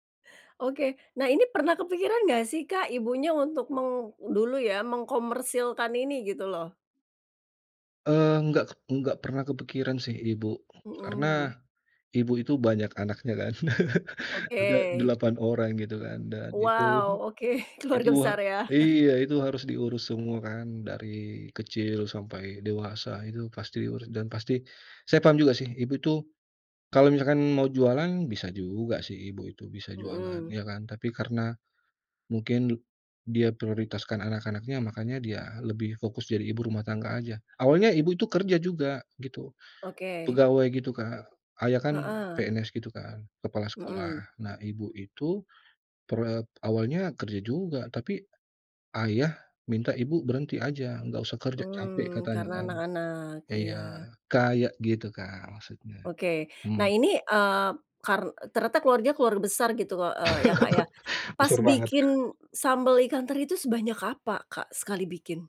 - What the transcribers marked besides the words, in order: laugh; tapping; laughing while speaking: "oke, keluarga besar ya?"; other background noise; laugh
- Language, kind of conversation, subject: Indonesian, podcast, Makanan apa yang selalu membuat kamu merasa seperti pulang?